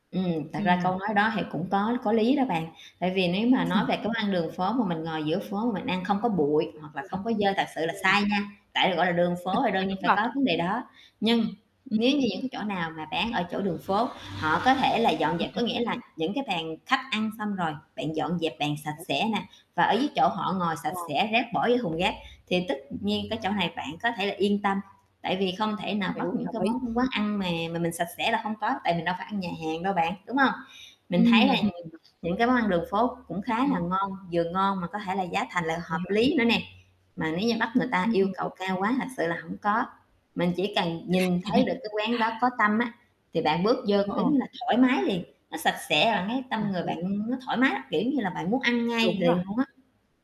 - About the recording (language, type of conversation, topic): Vietnamese, podcast, Bạn nghĩ gì về đồ ăn đường phố hiện nay?
- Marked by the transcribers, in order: static; chuckle; distorted speech; tapping; other street noise; other background noise; chuckle; chuckle